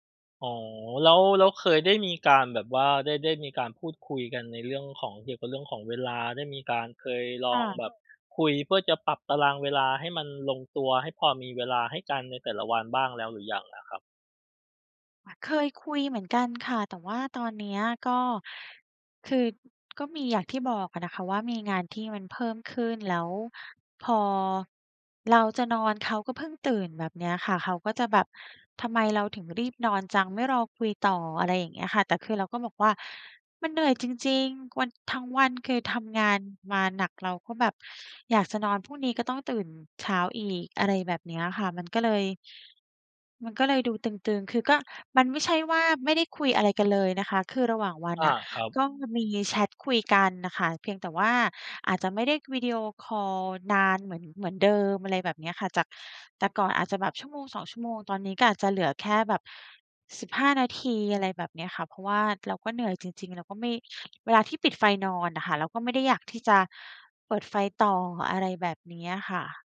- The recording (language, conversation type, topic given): Thai, advice, คุณจะจัดการความสัมพันธ์ที่ตึงเครียดเพราะไม่ลงตัวเรื่องเวลาอย่างไร?
- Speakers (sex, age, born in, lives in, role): female, 35-39, Thailand, Thailand, user; male, 35-39, Thailand, Thailand, advisor
- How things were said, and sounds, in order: none